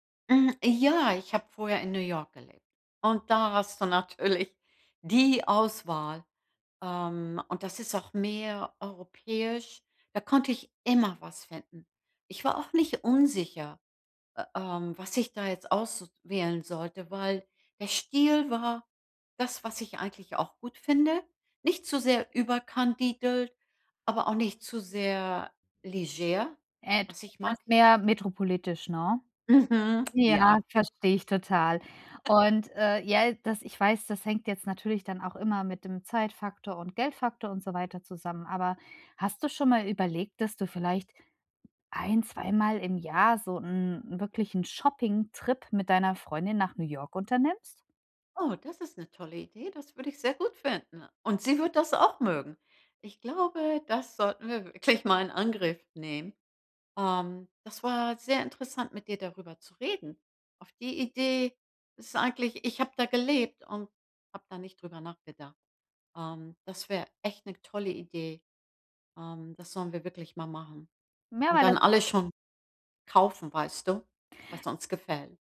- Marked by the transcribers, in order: laughing while speaking: "natürlich"; stressed: "die"; stressed: "immer"; other noise; laughing while speaking: "wirklich"; unintelligible speech
- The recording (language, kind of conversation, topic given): German, advice, Wie finde ich meinen persönlichen Stil, ohne mich unsicher zu fühlen?